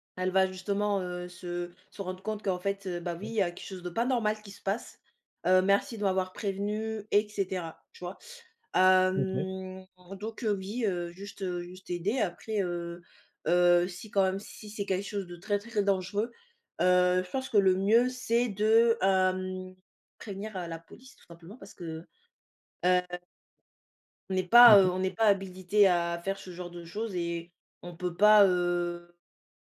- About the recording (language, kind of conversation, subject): French, unstructured, Comment réagir quand on se rend compte qu’on s’est fait arnaquer ?
- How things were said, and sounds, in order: other background noise; unintelligible speech; drawn out: "Hem"; drawn out: "heu"